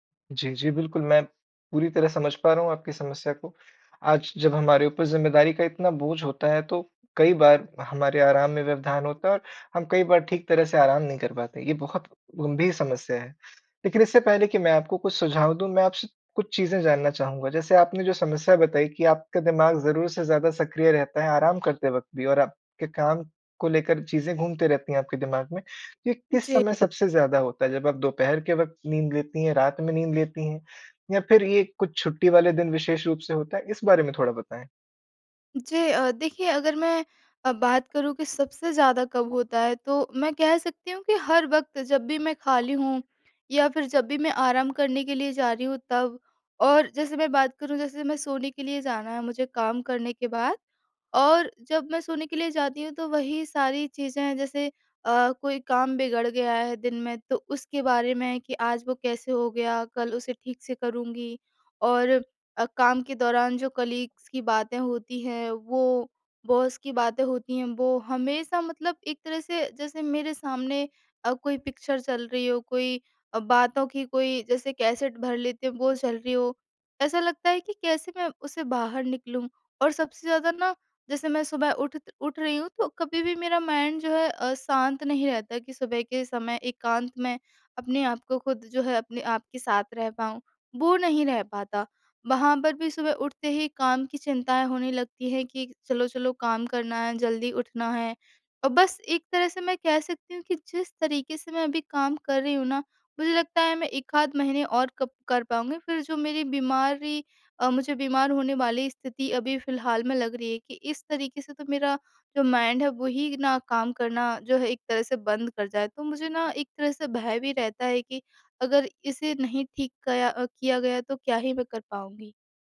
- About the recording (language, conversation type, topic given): Hindi, advice, क्या आराम करते समय भी आपका मन लगातार काम के बारे में सोचता रहता है और आपको चैन नहीं मिलता?
- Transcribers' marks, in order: tapping; unintelligible speech; in English: "कलीग्स"; in English: "बॉस"; in English: "पिक्चर"; in English: "माइंड"; in English: "माइंड"